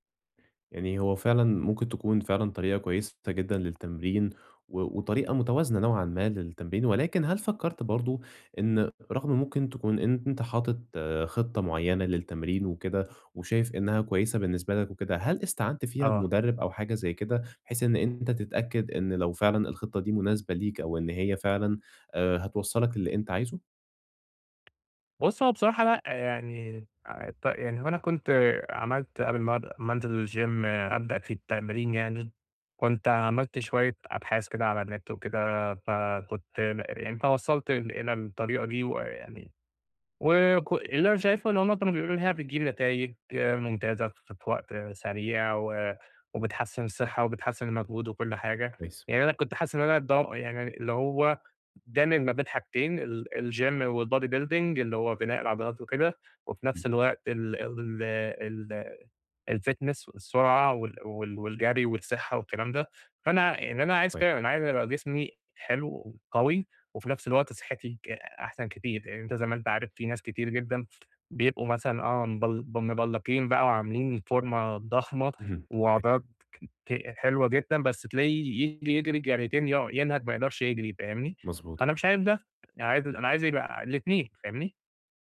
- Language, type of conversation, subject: Arabic, advice, ازاي أتعلم أسمع إشارات جسمي وأظبط مستوى نشاطي اليومي؟
- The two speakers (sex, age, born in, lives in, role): male, 20-24, Egypt, Egypt, advisor; male, 30-34, Egypt, Egypt, user
- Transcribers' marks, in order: tapping; in English: "الGym"; in English: "الgym والbody building"; in English: "الfitness"; in English: "مبلقين"; unintelligible speech